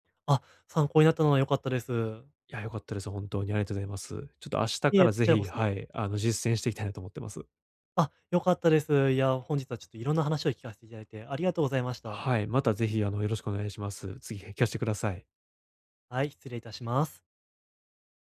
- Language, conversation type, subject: Japanese, advice, どうすればキャリアの長期目標を明確にできますか？
- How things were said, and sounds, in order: none